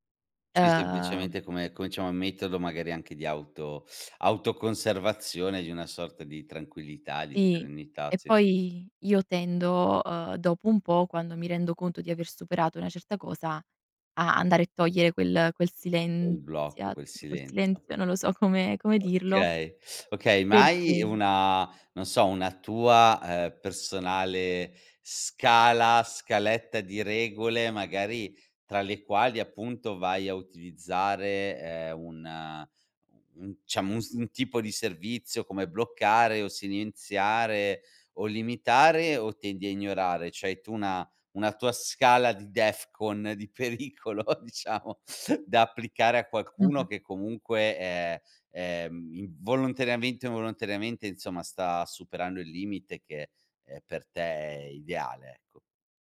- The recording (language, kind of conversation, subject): Italian, podcast, Cosa ti spinge a bloccare o silenziare qualcuno online?
- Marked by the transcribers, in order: teeth sucking; "diciamo" said as "ciamo"; "silenziare" said as "silienziare"; in English: "DEFCON"; laughing while speaking: "pericolo, diciamo"